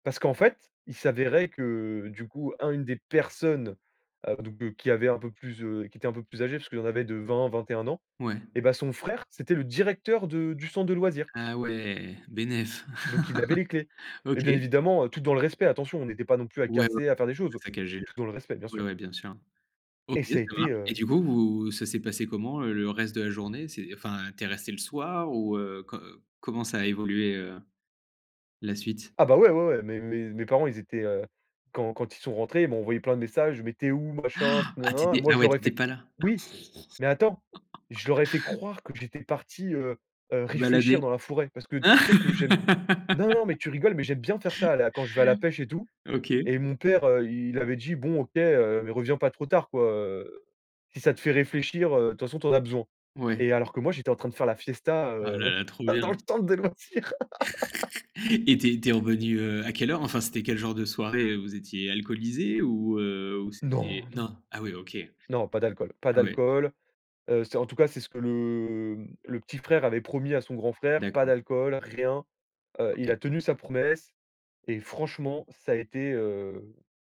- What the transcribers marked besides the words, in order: stressed: "frère"; chuckle; laugh; stressed: "croire"; laugh; tapping; laugh; stressed: "Non!"
- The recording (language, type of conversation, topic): French, podcast, Peux-tu raconter une journée pourrie qui s’est finalement super bien terminée ?